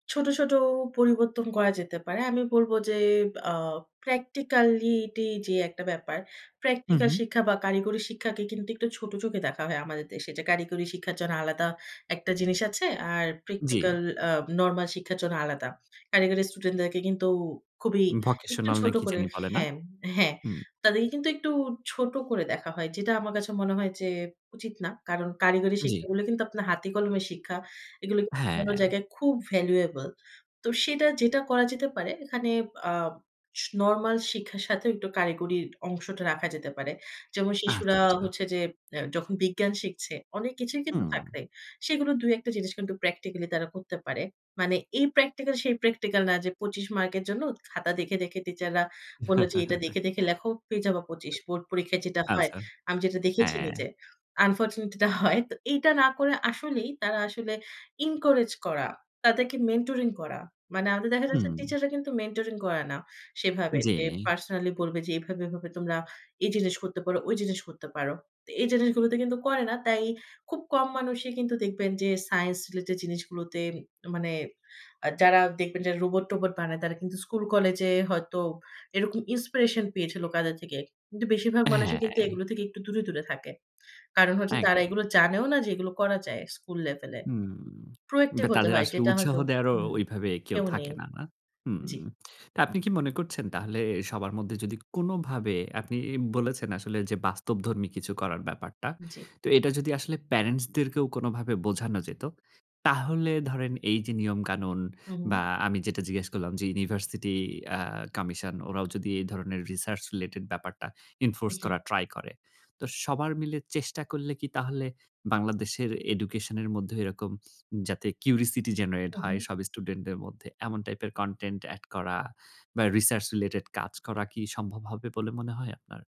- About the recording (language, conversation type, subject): Bengali, podcast, শিক্ষার্থীদের মনোযোগ টানতে নির্বাচিত শিক্ষাসামগ্রীতে কী কী যোগ করবেন?
- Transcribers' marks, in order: in English: "practicality"; in English: "vocational"; tapping; in English: "valuable"; other background noise; laugh; in English: "unfortunately"; in English: "encourage"; in English: "mentoring"; in English: "mentoring"; in English: "inspiration"; in English: "proactive"; "কমিশন" said as "কামিশন"; in English: "research related"; in English: "enforce"; in English: "curiosity generate"; in English: "content add"; in English: "research related"